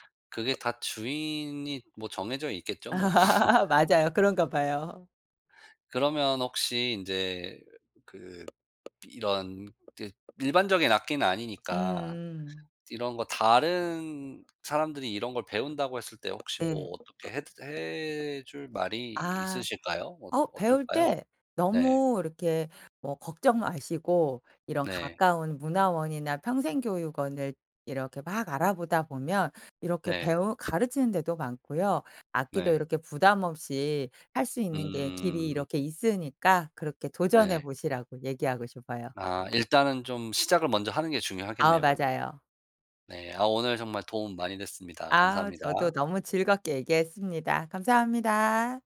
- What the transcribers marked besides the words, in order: laugh; tapping; other background noise
- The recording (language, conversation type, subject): Korean, podcast, 그 취미는 어떻게 시작하게 되셨어요?